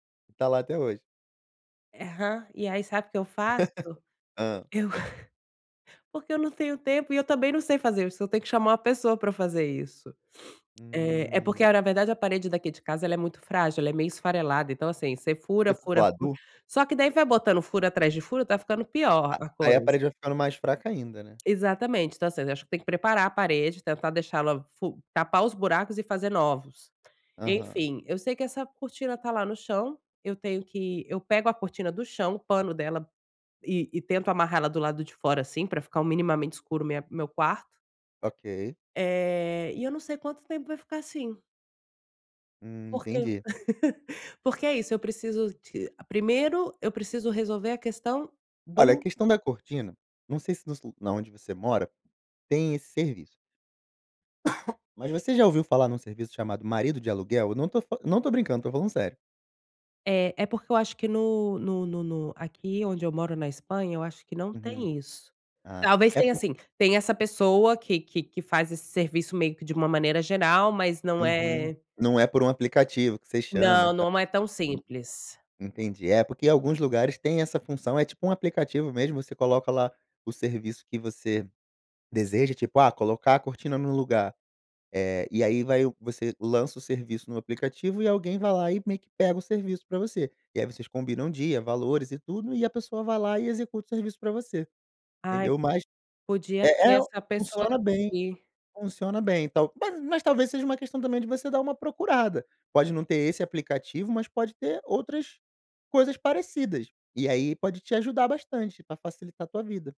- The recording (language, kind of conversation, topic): Portuguese, advice, Como posso lidar com a sobrecarga de tarefas e a falta de tempo para trabalho concentrado?
- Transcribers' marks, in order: "Aham" said as "Eham"; laugh; chuckle; sniff; tapping; laugh; cough; other background noise; unintelligible speech